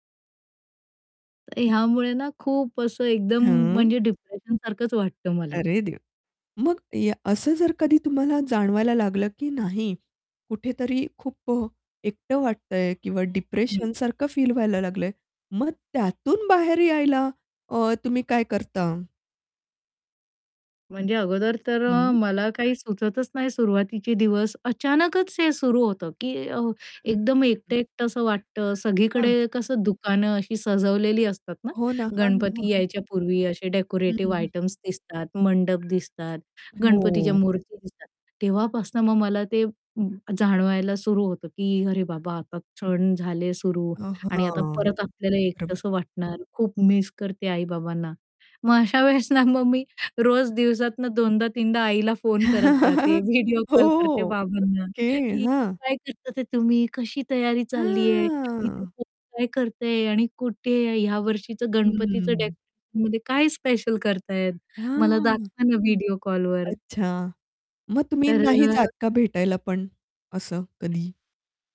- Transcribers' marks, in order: distorted speech; in English: "डिप्रेशनसारखच"; in English: "डिप्रेशनसारखं"; tapping; unintelligible speech; other background noise; laughing while speaking: "मग अशा वेळेस ना"; chuckle; drawn out: "हां"; unintelligible speech
- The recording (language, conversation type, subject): Marathi, podcast, एकटेपणा भासू लागल्यावर तुम्ही काय करता?